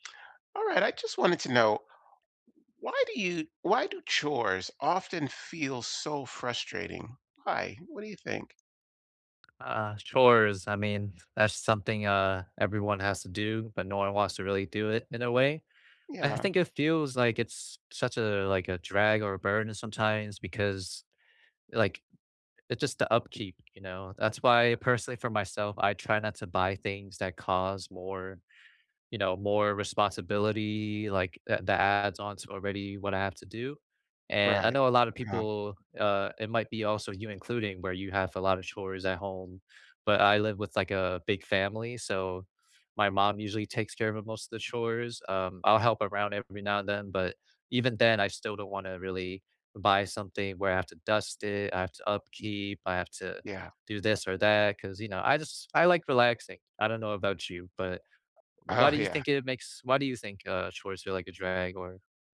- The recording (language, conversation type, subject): English, unstructured, Why do chores often feel so frustrating?
- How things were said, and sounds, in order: other background noise; tapping; laughing while speaking: "Oh, yeah"